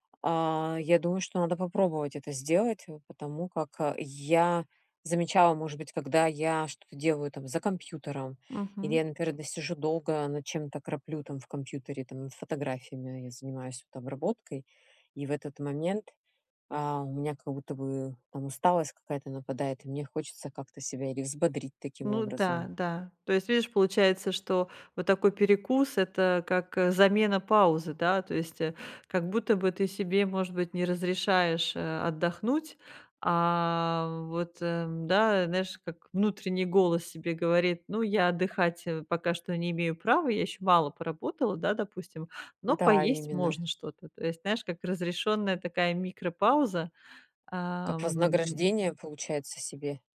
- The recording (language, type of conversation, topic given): Russian, advice, Как понять, почему у меня появляются плохие привычки?
- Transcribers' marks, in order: none